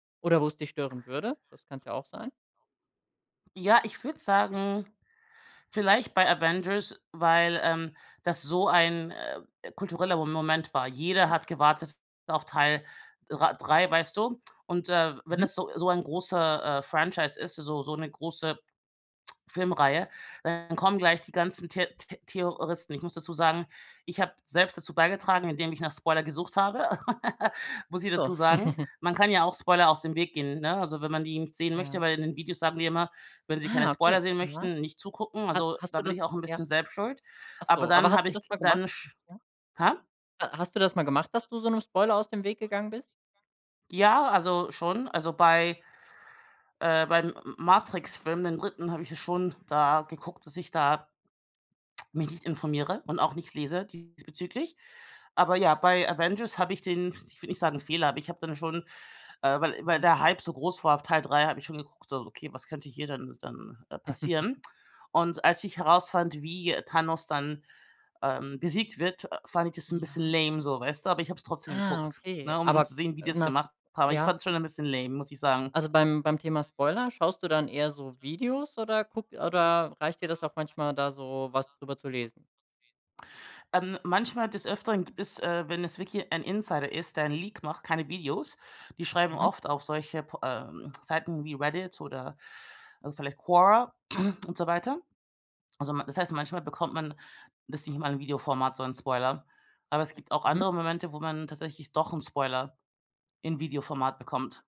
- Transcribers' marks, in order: background speech; other background noise; laugh; giggle; giggle; in English: "lame"; in English: "lame"; throat clearing
- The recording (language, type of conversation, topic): German, podcast, Wie gehst du mal ganz ehrlich mit Spoilern um?